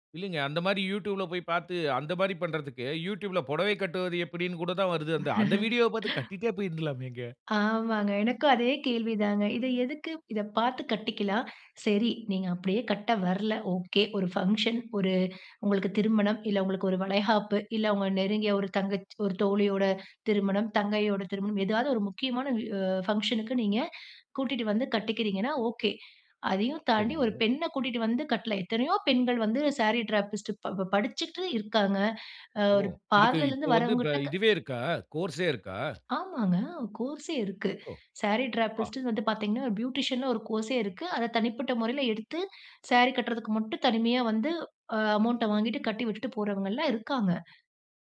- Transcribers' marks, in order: chuckle; laughing while speaking: "பாத்து கட்டிட்டே போய்ருந்தலாமேங்க!"; laughing while speaking: "ஆமாங்க. எனக்கும் அதே கேள்விதாங்க"; sad: "இல்ல உங்க நெருங்கிய ஒரு தங்கச்சி … ஏதாவது, ஒரு முக்கிய"; in English: "ஃபங்க்ஷனுக்கு"; in English: "சாரி டிராபிஸ்டு"; surprised: "ஓ! இதுக்கு இப்போ வந்து ப இதுவே இருக்கா? கோர்ஸ்ஸே இருக்கா?"; other background noise; in English: "சாரி டிராபிஸ்டுன்னு"; in English: "பியூட்டிஷியன்ல ஒரு கோர்ஸ்ஸே"; in English: "அமவுண்ட்ட"
- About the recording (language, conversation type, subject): Tamil, podcast, மாடர்ன் ஸ்டைல் அம்சங்களை உங்கள் பாரம்பரியத்தோடு சேர்க்கும்போது அது எப்படிச் செயல்படுகிறது?